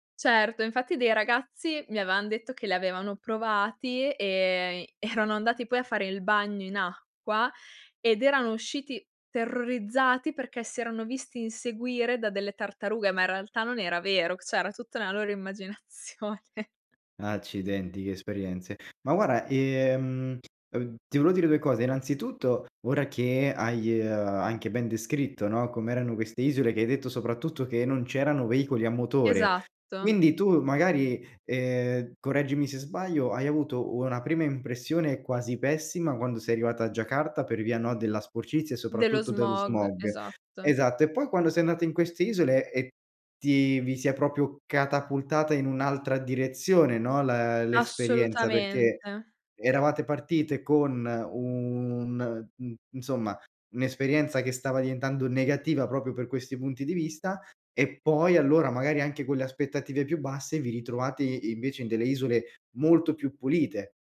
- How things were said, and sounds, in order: "cioè" said as "ceh"; laughing while speaking: "immaginazione"; "proprio" said as "propio"
- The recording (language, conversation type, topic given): Italian, podcast, Raccontami di un viaggio nato da un’improvvisazione